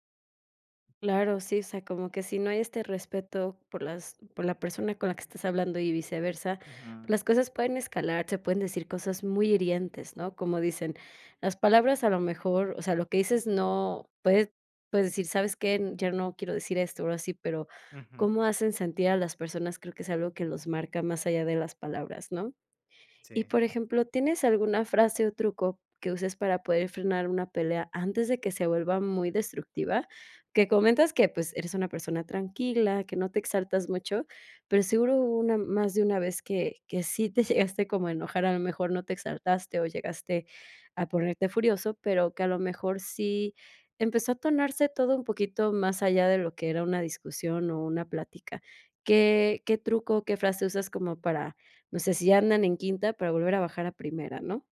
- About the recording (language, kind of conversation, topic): Spanish, podcast, ¿Cómo manejas las discusiones sin dañar la relación?
- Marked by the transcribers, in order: laughing while speaking: "sí te"; "tornarse" said as "tonarse"